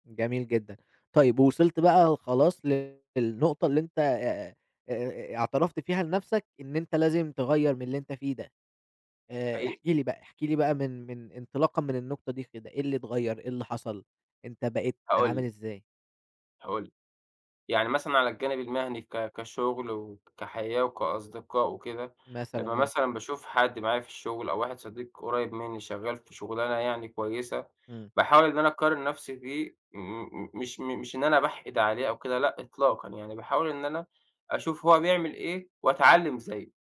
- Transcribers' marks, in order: tapping
- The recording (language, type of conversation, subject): Arabic, podcast, إزاي بتتعامل مع إنك تقارن نفسك بالناس التانيين؟